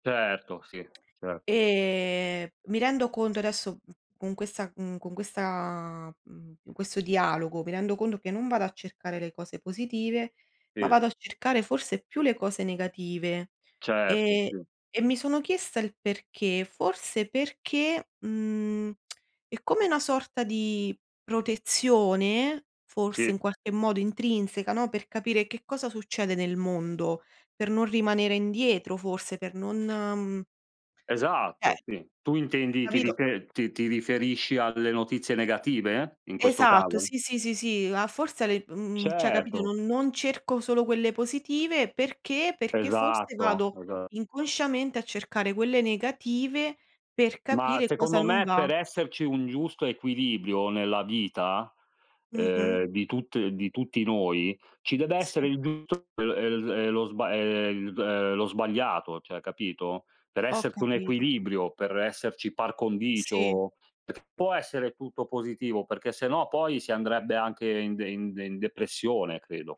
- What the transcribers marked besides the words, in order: other background noise; tapping; drawn out: "Ehm"; lip smack; "cioè" said as "ceh"; unintelligible speech; "cioè" said as "ceh"; "esserci" said as "essert"; in Latin: "par condicio"
- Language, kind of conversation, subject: Italian, unstructured, Quali notizie di oggi ti rendono più felice?